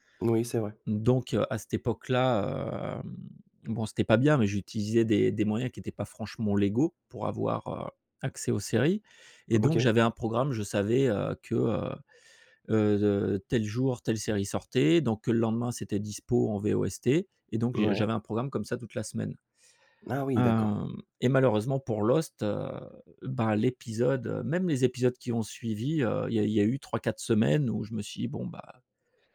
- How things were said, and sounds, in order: none
- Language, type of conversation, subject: French, podcast, Pourquoi les spoilers gâchent-ils tant les séries ?